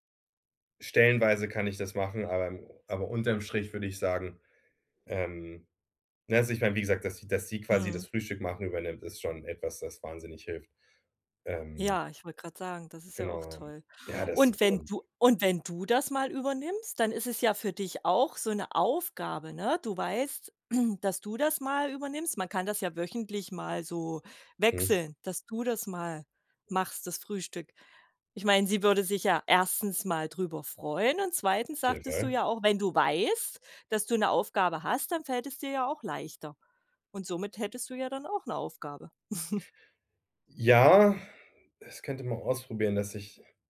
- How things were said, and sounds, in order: throat clearing; chuckle
- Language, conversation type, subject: German, advice, Warum klappt deine Morgenroutine nie pünktlich?